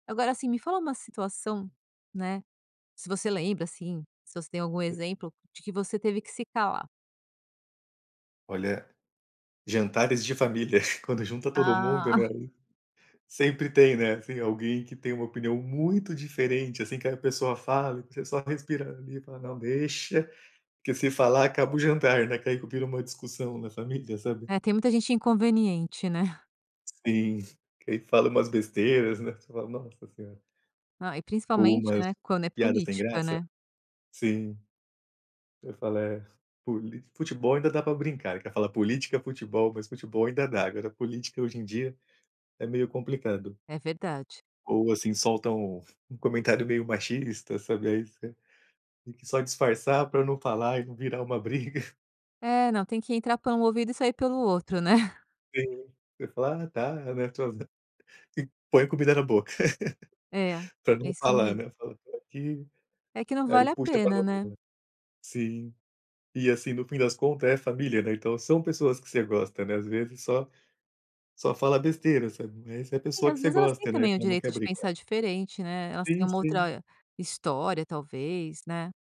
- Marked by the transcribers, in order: unintelligible speech; chuckle; chuckle; chuckle; unintelligible speech
- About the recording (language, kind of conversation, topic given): Portuguese, podcast, Como você decide quando falar e quando calar?
- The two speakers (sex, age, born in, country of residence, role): female, 50-54, Brazil, France, host; male, 35-39, Brazil, Portugal, guest